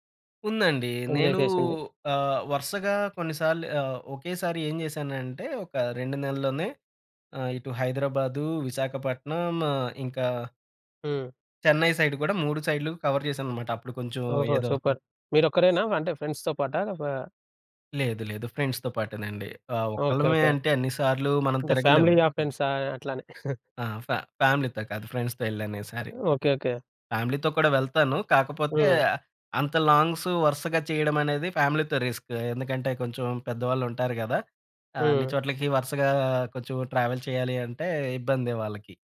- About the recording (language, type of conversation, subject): Telugu, podcast, ప్రయాణాలు, కొత్త అనుభవాల కోసం ఖర్చు చేయడమా లేదా ఆస్తి పెంపుకు ఖర్చు చేయడమా—మీకు ఏది ఎక్కువ ముఖ్యమైంది?
- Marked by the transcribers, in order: in English: "ఎంజాయ్"; in English: "సైడ్"; in English: "కవర్"; in English: "సూపర్!"; in English: "ఫ్రెండ్స్‌తో"; in English: "ఫ్రెండ్స్‌తో"; chuckle; in English: "ఫా ఫ్యామిలీతో"; in English: "ఫ్రెండ్స్‌తో"; in English: "ఫ్యామిలీతో"; in English: "లాంగ్స్"; in English: "ఫ్యామిలీతో రిస్క్"; in English: "ట్రావెల్"